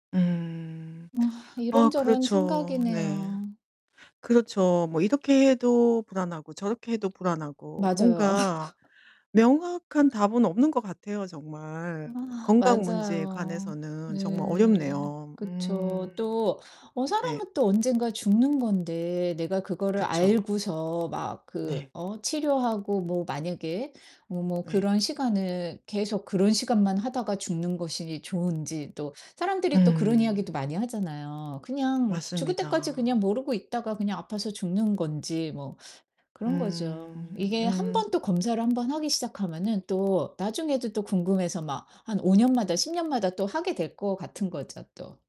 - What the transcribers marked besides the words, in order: distorted speech; other background noise; laugh
- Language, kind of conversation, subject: Korean, advice, 건강 걱정으로 증상을 과하게 해석해 불안이 커질 때 어떻게 대처하면 좋을까요?